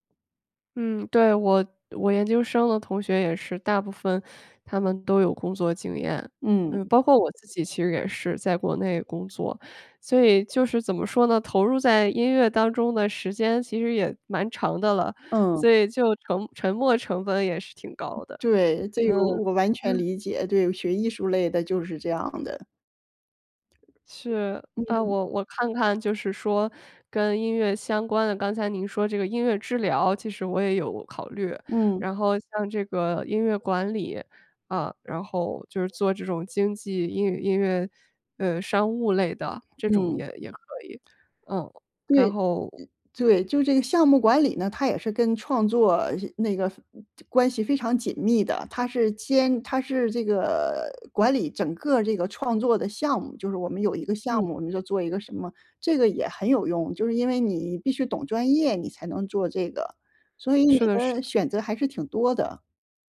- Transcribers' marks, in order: other background noise
- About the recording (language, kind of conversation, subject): Chinese, advice, 你是否考虑回学校进修或重新学习新技能？